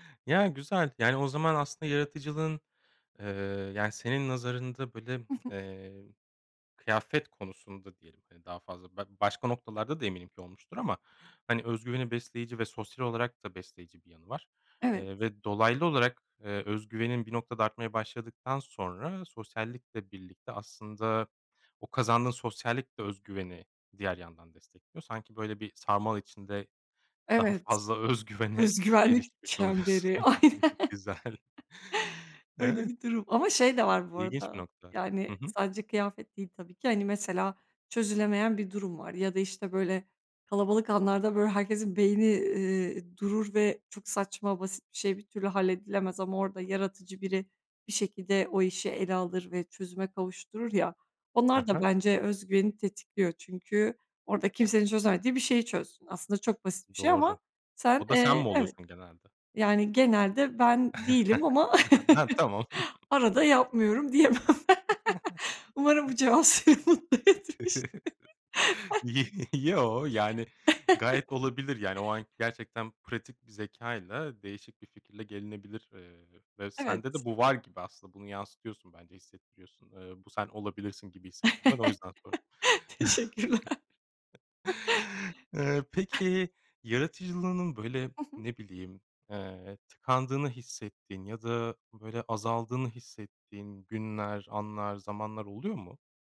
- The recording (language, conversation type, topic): Turkish, podcast, Yaratıcılık ve özgüven arasındaki ilişki nasıl?
- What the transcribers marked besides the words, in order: other background noise; laughing while speaking: "öz güvene"; laughing while speaking: "Aynen"; chuckle; laughing while speaking: "oluyorsun. Güzel"; chuckle; chuckle; laughing while speaking: "Tamam"; chuckle; laughing while speaking: "diyemem"; laugh; chuckle; laughing while speaking: "seni mutlu etmiştir"; laughing while speaking: "Y"; chuckle; laugh; chuckle; laugh; laughing while speaking: "Teşekkürler"; chuckle